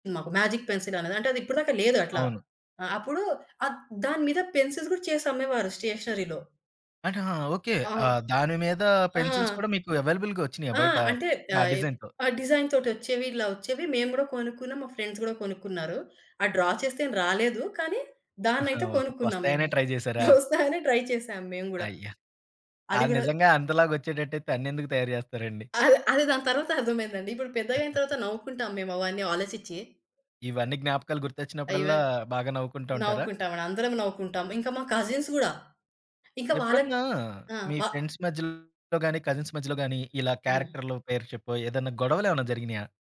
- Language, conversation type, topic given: Telugu, podcast, చిన్నప్పుడు పాత కార్టూన్లు చూడటం మీకు ఎలాంటి జ్ఞాపకాలను గుర్తు చేస్తుంది?
- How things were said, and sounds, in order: in English: "మేజిక్"; in English: "పెన్సిల్స్"; in English: "స్టేషనరీలో"; in English: "పెన్సిల్స్"; in English: "డిజైన్‌తోటొచ్చేవి"; in English: "అవైలబుల్‌గా"; in English: "డిజైన్‌తో?"; in English: "ఫ్రెండ్స్"; in English: "డ్రా"; in English: "ట్రై"; laughing while speaking: "వస్తదనే ట్రై చేసాం"; in English: "ట్రై"; chuckle; in English: "ఈవెన్"; in English: "కజిన్స్"; in English: "ఫ్రెండ్స్"; in English: "కజిన్స్"; other background noise; in English: "క్యారెక్టర్‌లో"